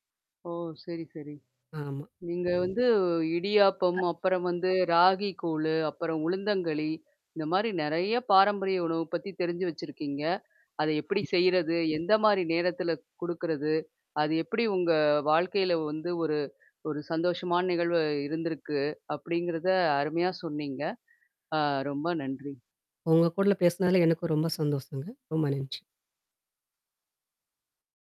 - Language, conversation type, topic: Tamil, podcast, உங்கள் பாரம்பரிய உணவுகளில் உங்களுக்குப் பிடித்த ஒரு இதமான உணவைப் பற்றி சொல்ல முடியுமா?
- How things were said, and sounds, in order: static; unintelligible speech; distorted speech; "கூட" said as "கூட்ல"